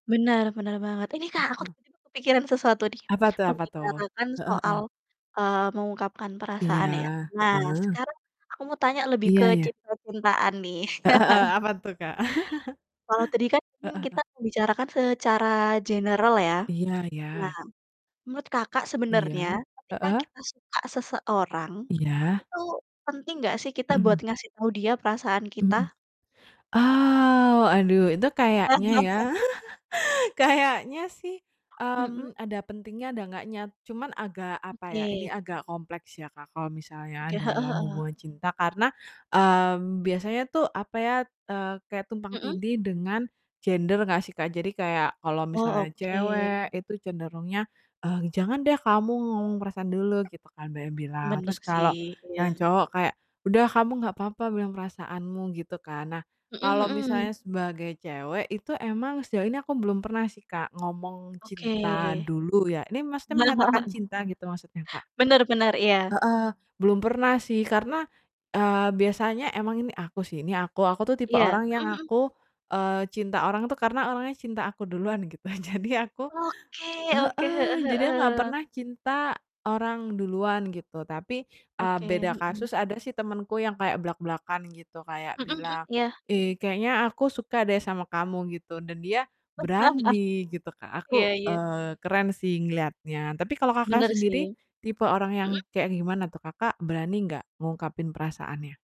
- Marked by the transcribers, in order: distorted speech; chuckle; chuckle; laugh; other background noise; chuckle; chuckle; laugh
- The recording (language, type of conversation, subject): Indonesian, unstructured, Menurutmu, seberapa penting membicarakan perasaan?